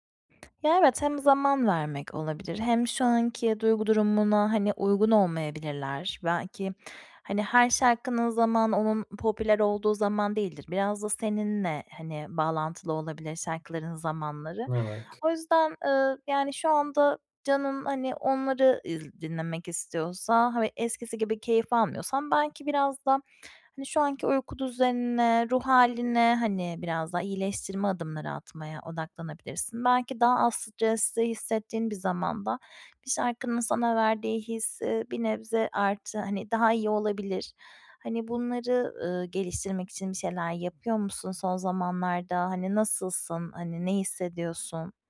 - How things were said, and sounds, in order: tapping; other background noise; unintelligible speech
- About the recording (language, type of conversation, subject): Turkish, advice, Eskisi gibi film veya müzikten neden keyif alamıyorum?
- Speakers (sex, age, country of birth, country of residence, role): female, 30-34, Turkey, Spain, advisor; male, 25-29, Turkey, Germany, user